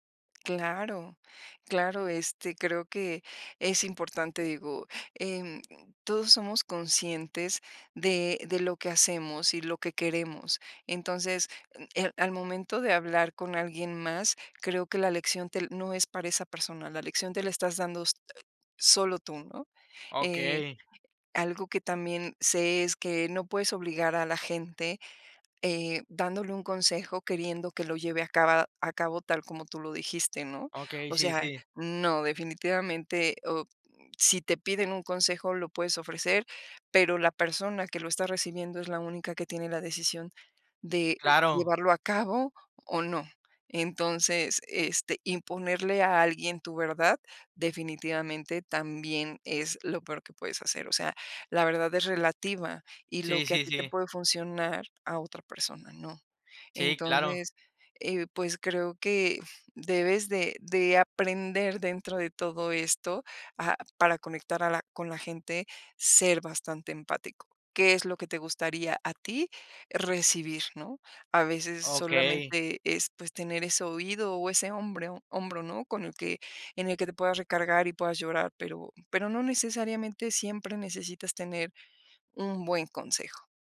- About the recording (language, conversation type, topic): Spanish, podcast, ¿Qué tipo de historias te ayudan a conectar con la gente?
- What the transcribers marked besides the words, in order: tapping